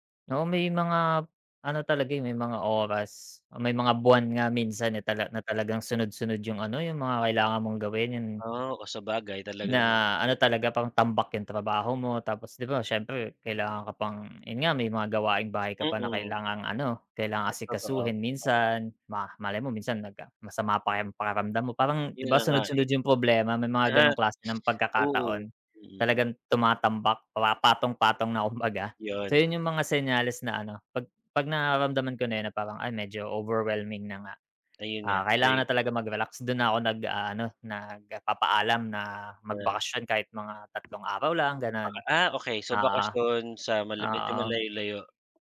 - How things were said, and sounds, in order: other background noise; tapping; chuckle; unintelligible speech
- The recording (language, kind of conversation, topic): Filipino, unstructured, Ano ang ginagawa mo kapag gusto mong pasayahin ang sarili mo?